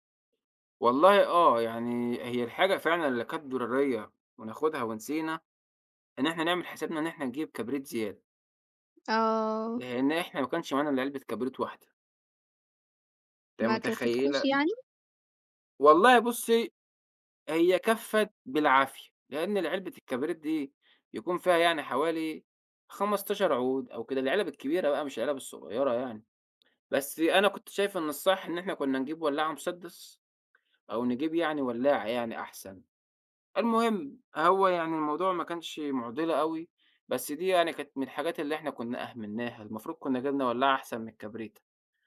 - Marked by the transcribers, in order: none
- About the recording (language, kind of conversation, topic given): Arabic, podcast, إزاي بتجهّز لطلعة تخييم؟